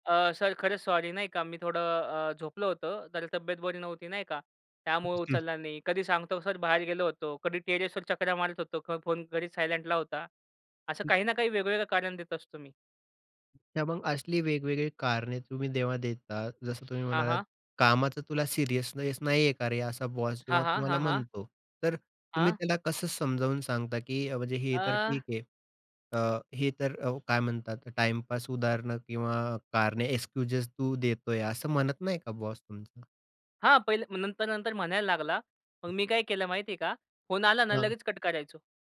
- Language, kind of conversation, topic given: Marathi, podcast, काम घरात घुसून येऊ नये यासाठी तुम्ही काय करता?
- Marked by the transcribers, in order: in English: "सायलेंटला"; other background noise; tapping; in English: "क्सक्यूजेस"